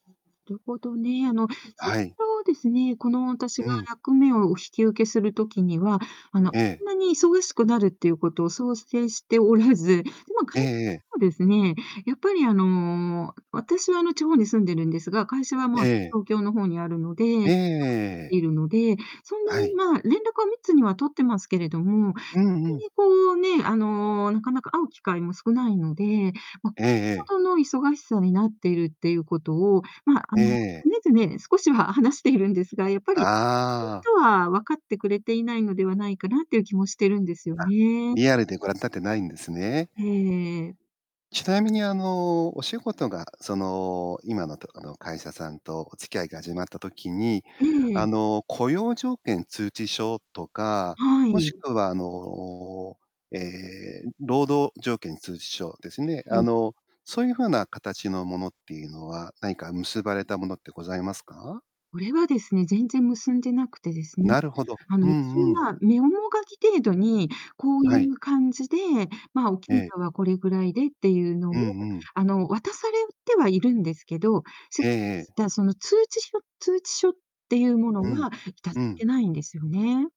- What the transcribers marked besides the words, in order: unintelligible speech; distorted speech; laughing while speaking: "おらず"; unintelligible speech; unintelligible speech; unintelligible speech; other background noise; static; background speech
- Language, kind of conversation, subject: Japanese, advice, 給与アップを交渉するにはどうすればよいですか？